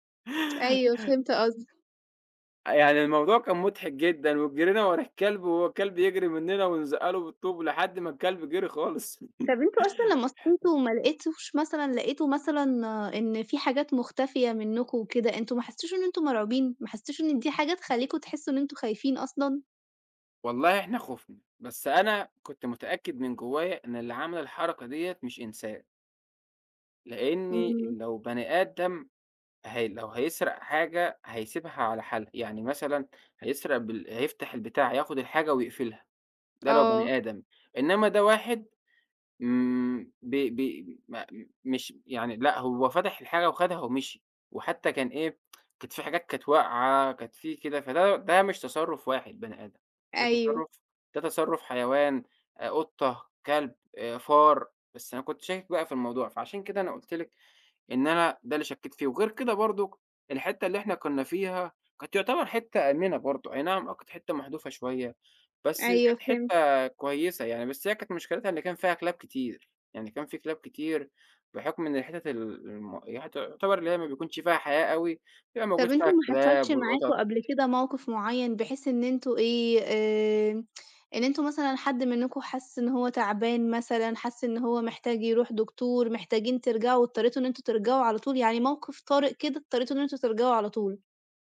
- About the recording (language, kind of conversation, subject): Arabic, podcast, إزاي بتجهّز لطلعة تخييم؟
- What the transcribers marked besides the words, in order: tapping; chuckle; tsk; tsk